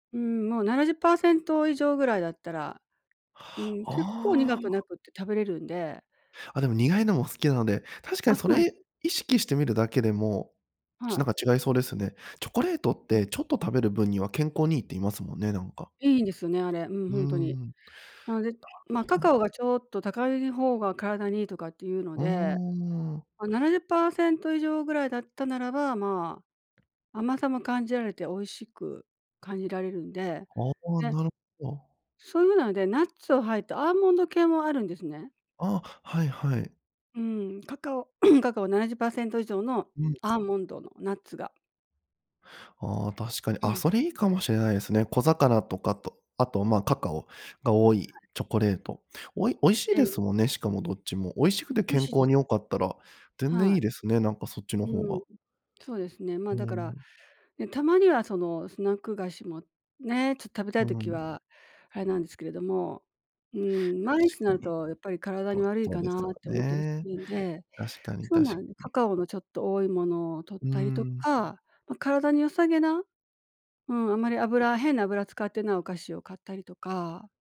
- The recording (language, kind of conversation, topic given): Japanese, advice, なぜ健康的な食事を続ける習慣が身につかないのでしょうか？
- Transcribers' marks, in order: other noise; throat clearing